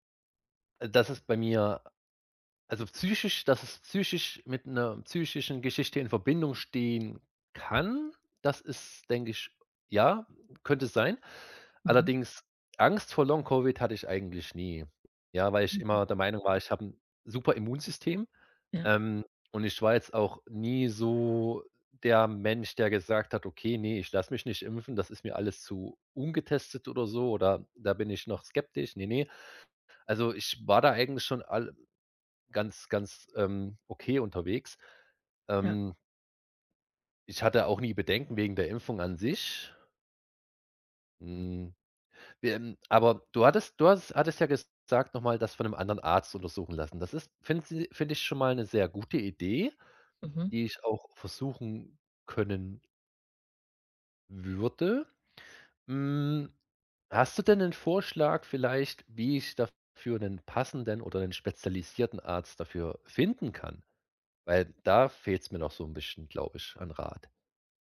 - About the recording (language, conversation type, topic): German, advice, Wie beschreibst du deine Angst vor körperlichen Symptomen ohne klare Ursache?
- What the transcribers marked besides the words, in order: other background noise